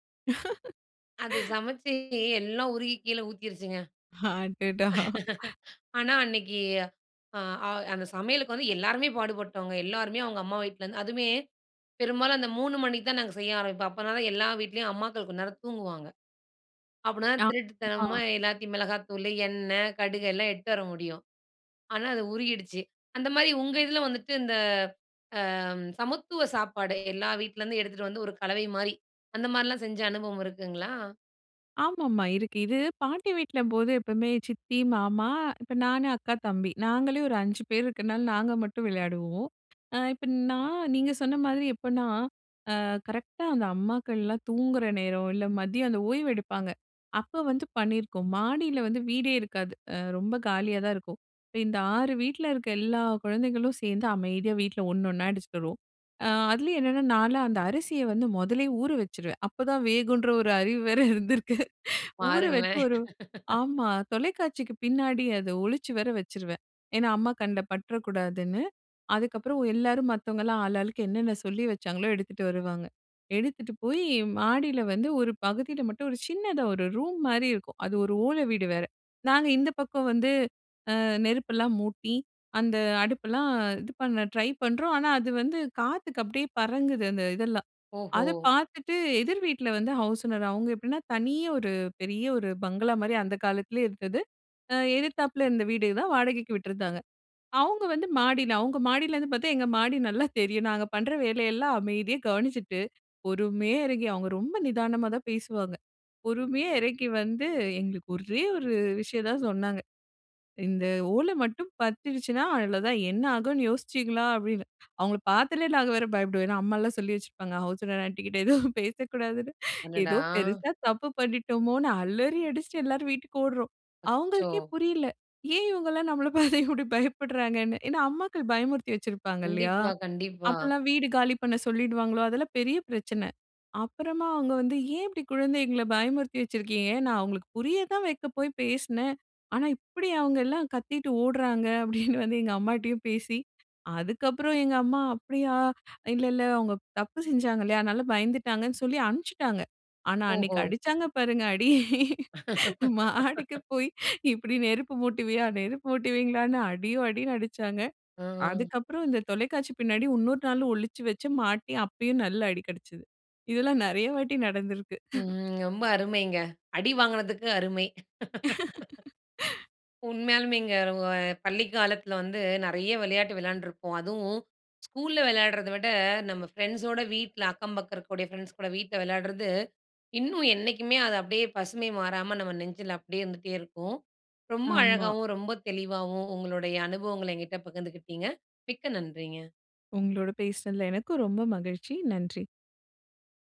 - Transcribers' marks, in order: laugh; laugh; laughing while speaking: "அடடா!"; "எடுத்துட்டு" said as "எட்டு"; drawn out: "அ"; laughing while speaking: "வேகுன்ற ஒரு அறிவு வேற இருந்திருக்கு"; laugh; "பறக்குது" said as "பறங்குது"; in English: "ஹவுஸ் ஓனர்"; "இருந்தது" said as "இருத்தது"; laughing while speaking: "நல்லா தெரியும்"; laughing while speaking: "ஆண்டிக்கிட்ட எதுவும் பேசக்கூடாதுன்னு ஏதோ பெரிசா தப்பு பண்ணிட்டோமோன்னு அலறி அடிச்சிட்டு எல்லாரும் வீட்டுக்கு ஓடுறோம்"; laughing while speaking: "நம்மள பார்த்து இப்பிடி பயப்படுறாங்கன்னு"; laughing while speaking: "அப்பிடின்னு வந்து எங்க அம்மாட்டயும் பேசி"; laughing while speaking: "அடிச்சாங்க பாருங்க! அடி. மாடிக்கு போயி … அடியோ! அடின்னு அடிச்சாங்க"; laugh; laughing while speaking: "இதெல்லாம் நிறைய வாட்டி நடந்திருக்கிறது"; drawn out: "ம்"; laugh
- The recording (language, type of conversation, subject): Tamil, podcast, பள்ளிக் காலத்தில் உங்களுக்கு பிடித்த விளையாட்டு என்ன?